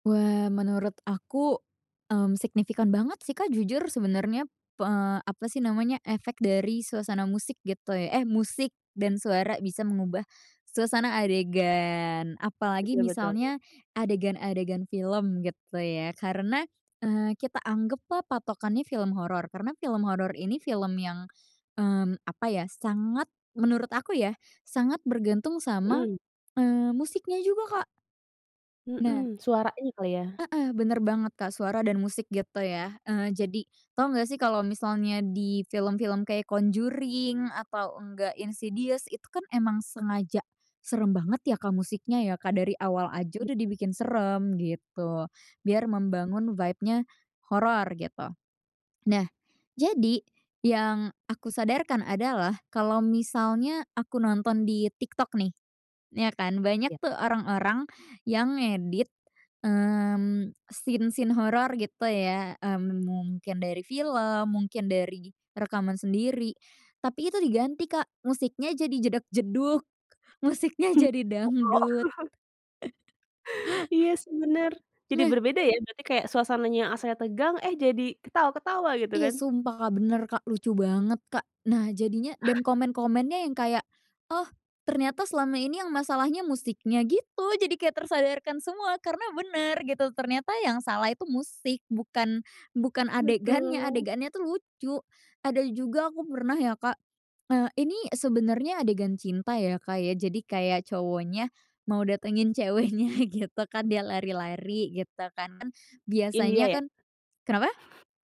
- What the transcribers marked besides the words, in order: other background noise; in English: "vibe-nya"; in English: "scene-scene"; chuckle; chuckle; chuckle; tapping; laughing while speaking: "ceweknya"; chuckle
- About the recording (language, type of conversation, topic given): Indonesian, podcast, Bagaimana musik dan suara dapat mengubah suasana sebuah adegan, menurut Anda?